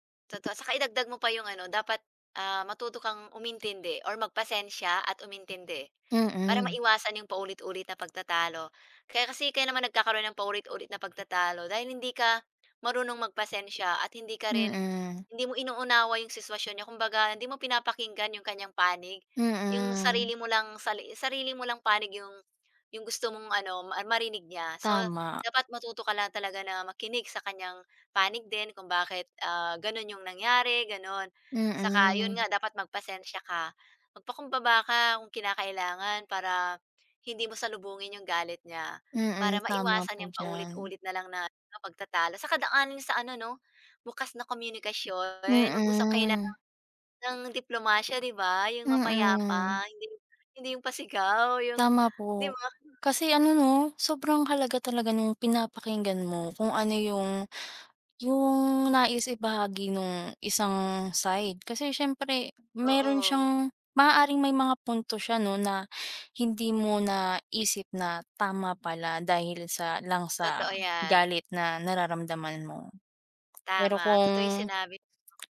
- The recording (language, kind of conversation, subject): Filipino, unstructured, Ano ang ginagawa mo para maiwasan ang paulit-ulit na pagtatalo?
- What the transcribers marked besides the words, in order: tapping